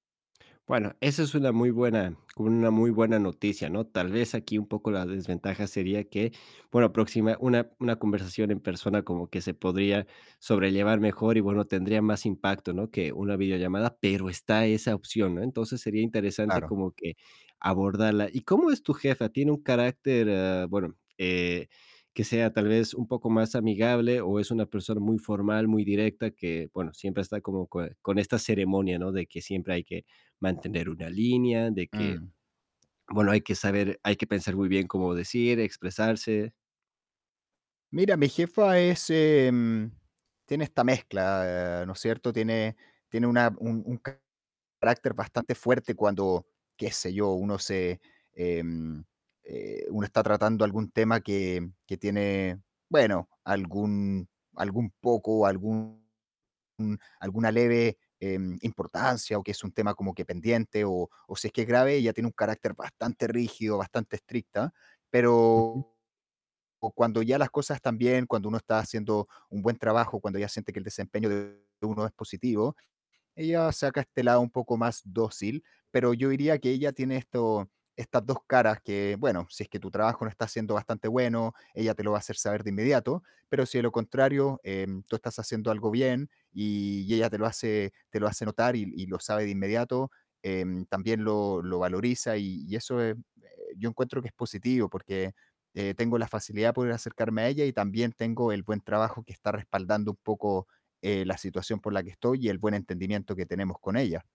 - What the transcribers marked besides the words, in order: distorted speech; other background noise
- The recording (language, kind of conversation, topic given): Spanish, advice, ¿Cómo puedo pedirle a mi jefe un aumento o reconocimiento sin parecer arrogante?
- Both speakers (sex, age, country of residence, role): male, 25-29, Spain, advisor; male, 35-39, Germany, user